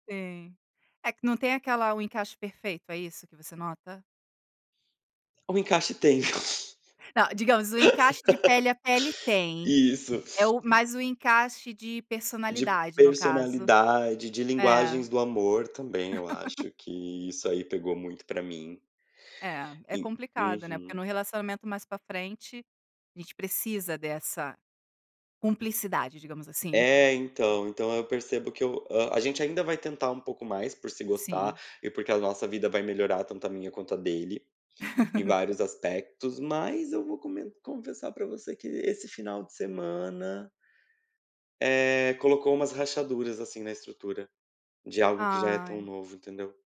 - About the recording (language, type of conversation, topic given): Portuguese, advice, Como você se sente em relação ao medo de iniciar um relacionamento por temor de rejeição?
- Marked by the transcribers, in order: chuckle; laugh; chuckle; chuckle